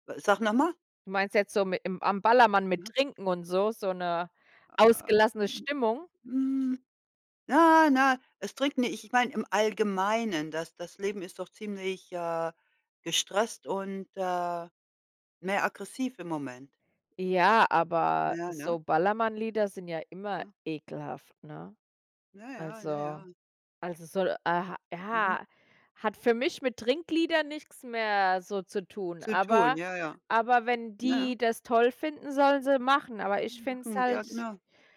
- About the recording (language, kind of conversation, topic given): German, unstructured, Welche Rolle spielt Musik in deinem kulturellen Leben?
- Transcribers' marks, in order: none